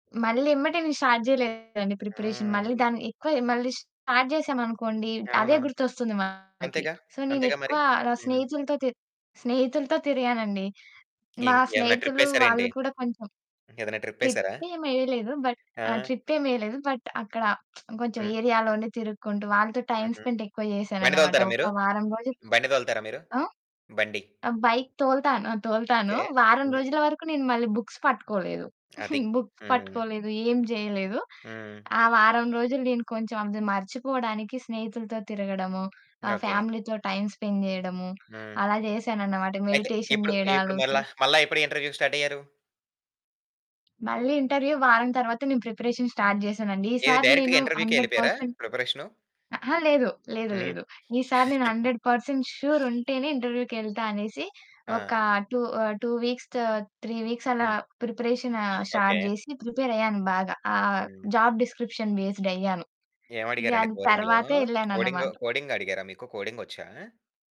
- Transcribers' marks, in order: in English: "స్టార్ట్"; distorted speech; in English: "ప్రిపరేషన్"; in English: "స్టార్ట్"; in English: "సో"; other background noise; in English: "బట్"; tapping; in English: "బట్"; lip smack; in English: "ఏరియాలోనే"; in English: "టైమ్ స్పెండ్"; in English: "బైక్"; in English: "బుక్స్"; chuckle; in English: "బుక్స్"; in English: "ఫ్యామిలీతో టైమ్ స్పెండ్"; in English: "మెడిటేషన్"; in English: "సో"; in English: "ఇంటర్వ్యూ స్టార్ట్"; in English: "ఇంటర్వ్యూ"; in English: "ప్రిపరేషన్ స్టార్ట్"; in English: "డైరెక్ట్‌గా ఇంటర్వ్యూకే"; in English: "హండ్రెడ్ పర్సెంట్"; chuckle; in English: "హండ్రెడ్ పర్సెంట్ ష్యూర్"; in English: "ఇంటర్వ్యూకెళ్తా"; in English: "టూ ఆహ్, టూ వీక్స్, త్రీ వీక్స్"; in English: "ప్రిపరేషన్ స్టార్ట్"; in English: "జాబ్ డిస్క్రిప్షన్ బేస్డ్"; in English: "కోరింగ్‌లో? కోడింగ్"; "కోడింగ్‌లో?" said as "కోరింగ్‌లో?"
- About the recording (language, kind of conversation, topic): Telugu, podcast, జీవితంలోని అవరోధాలను మీరు అవకాశాలుగా ఎలా చూస్తారు?